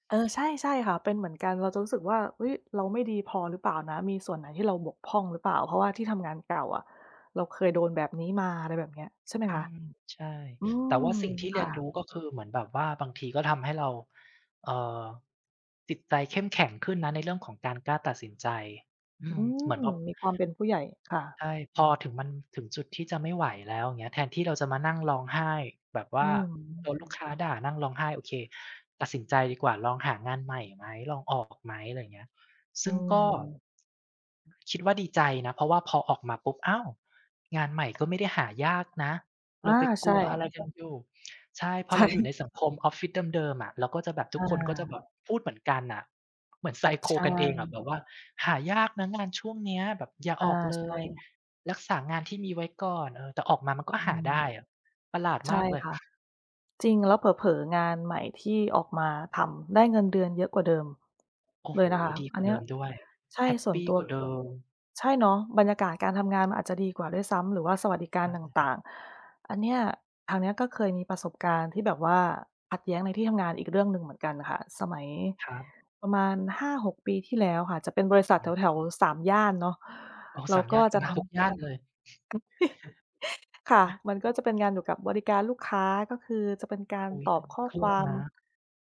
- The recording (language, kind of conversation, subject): Thai, unstructured, คุณเคยมีประสบการณ์ที่ได้เรียนรู้จากความขัดแย้งไหม?
- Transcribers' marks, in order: other background noise; tapping; laughing while speaking: "ใช่"; chuckle; chuckle